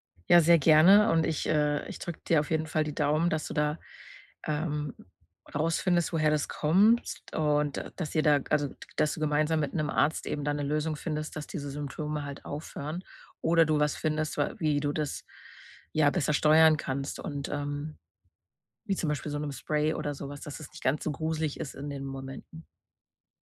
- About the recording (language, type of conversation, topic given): German, advice, Wie beschreibst du deine Angst vor körperlichen Symptomen ohne klare Ursache?
- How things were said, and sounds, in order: other background noise